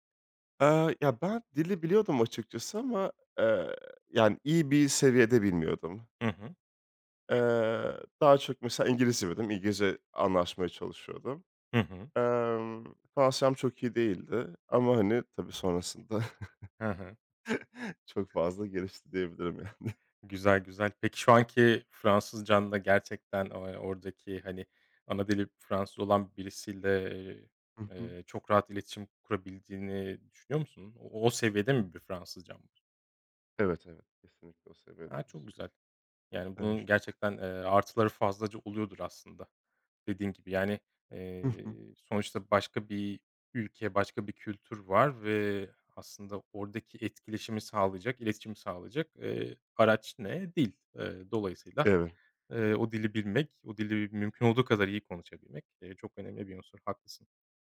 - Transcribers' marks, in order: unintelligible speech; chuckle; other background noise; laughing while speaking: "yani"; unintelligible speech; unintelligible speech
- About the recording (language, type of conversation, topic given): Turkish, podcast, Hayatında seni en çok değiştiren deneyim neydi?